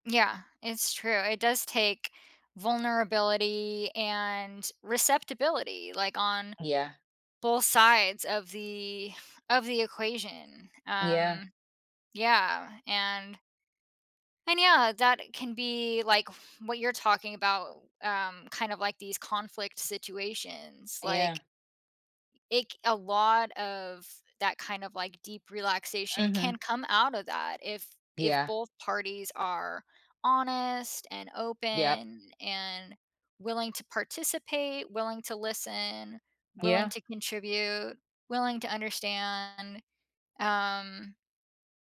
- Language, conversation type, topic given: English, unstructured, How might practicing deep listening change the way we connect with others?
- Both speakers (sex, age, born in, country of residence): female, 35-39, United States, United States; female, 40-44, United States, United States
- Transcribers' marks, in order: tapping